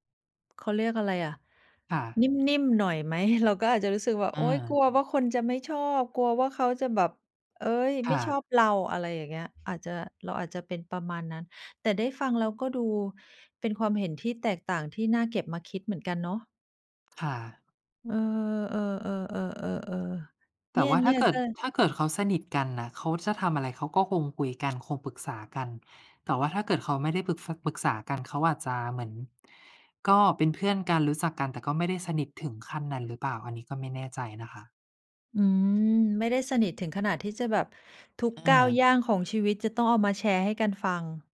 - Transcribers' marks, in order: tapping
- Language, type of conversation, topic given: Thai, unstructured, ถ้าเกิดความขัดแย้งกับเพื่อน คุณจะหาทางแก้ไขอย่างไร?
- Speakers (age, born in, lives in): 45-49, Thailand, Thailand; 60-64, Thailand, Thailand